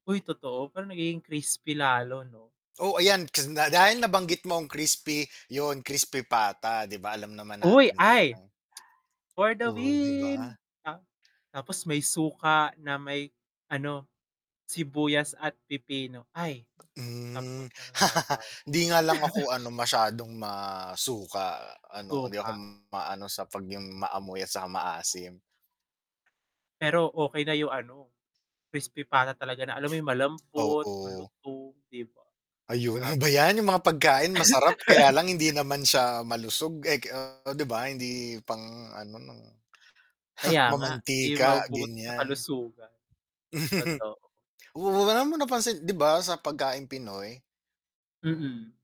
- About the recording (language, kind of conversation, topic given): Filipino, unstructured, Ano ang paborito mong pagkain tuwing may okasyon sa inyong lugar?
- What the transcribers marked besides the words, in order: static; distorted speech; dog barking; laugh; laugh; laugh; chuckle